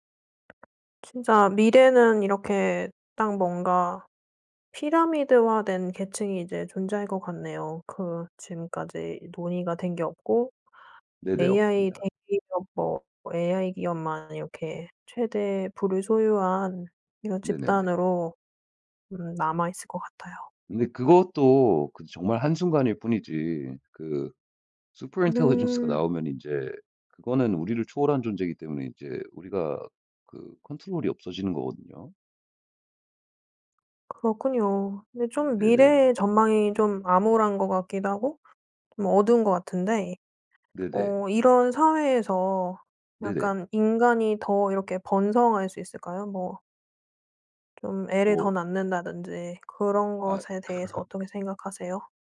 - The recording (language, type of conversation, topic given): Korean, podcast, 기술 발전으로 일자리가 줄어들 때 우리는 무엇을 준비해야 할까요?
- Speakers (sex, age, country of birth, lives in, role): female, 30-34, South Korea, Sweden, host; male, 35-39, United States, United States, guest
- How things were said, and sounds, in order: other background noise; tapping; put-on voice: "super intelligence가"; in English: "super intelligence가"; in English: "control이"; laugh